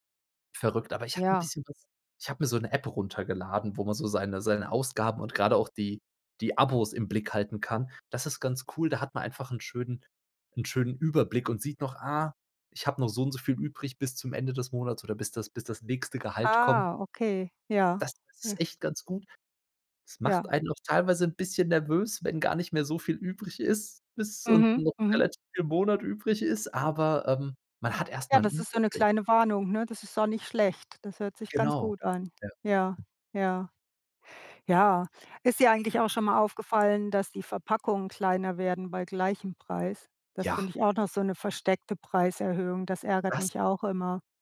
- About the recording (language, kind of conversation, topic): German, unstructured, Was denkst du über die steigenden Preise im Alltag?
- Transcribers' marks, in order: none